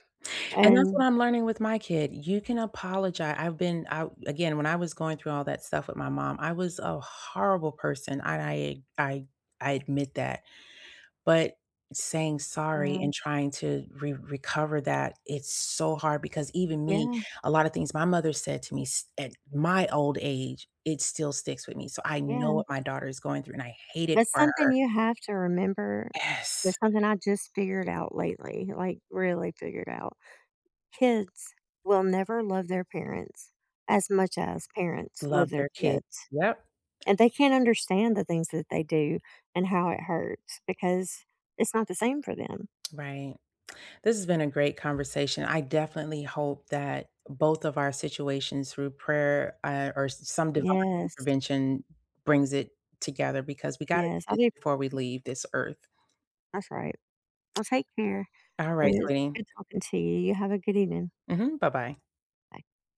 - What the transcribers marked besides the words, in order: stressed: "my"; tapping; lip smack; other background noise
- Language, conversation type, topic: English, unstructured, How can I rebuild trust after a disagreement?
- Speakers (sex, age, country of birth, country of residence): female, 45-49, United States, United States; female, 50-54, United States, United States